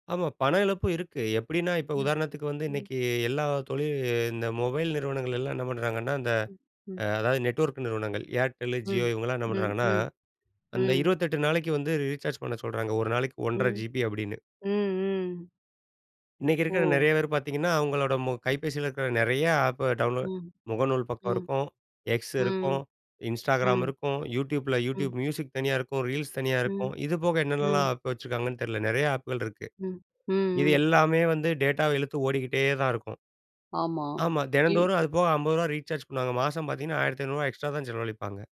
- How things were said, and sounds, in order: other background noise; in English: "நெட்வொர்க்"; in English: "ரீசார்ஜ்"; in English: "ஜிபி"; in English: "ஆப்ப டவுன்லோட்"; tapping; in English: "ரீல்ஸ்"; in English: "ஆப்"; in English: "ஆப்புகள்"; in English: "டேட்டாவ"; in English: "ரீசார்ஜ்"; in English: "எக்ஸ்ட்ரா"
- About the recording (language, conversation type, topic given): Tamil, podcast, உங்கள் அன்புக்குரியவர் கைப்பேசியை மிகையாகப் பயன்படுத்தி அடிமையாகி வருகிறார் என்று தோன்றினால், நீங்கள் என்ன செய்வீர்கள்?